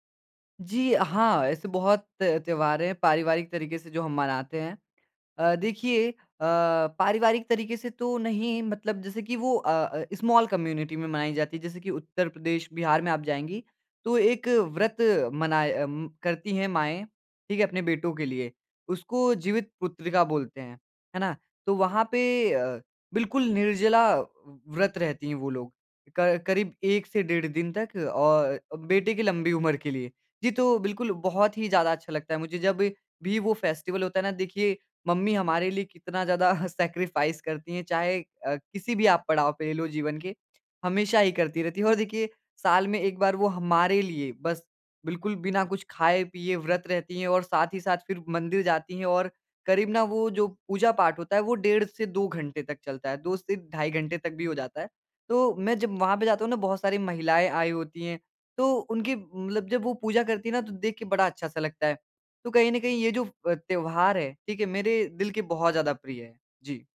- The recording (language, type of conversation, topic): Hindi, podcast, घर की छोटी-छोटी परंपराएँ कौन सी हैं आपके यहाँ?
- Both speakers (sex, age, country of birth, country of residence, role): female, 20-24, India, India, host; male, 20-24, India, India, guest
- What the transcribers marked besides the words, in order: in English: "स्मॉल कम्युनिटी"; tapping; in English: "फेस्टिवल"; chuckle; in English: "सैक्रिफाइस"; laughing while speaking: "और"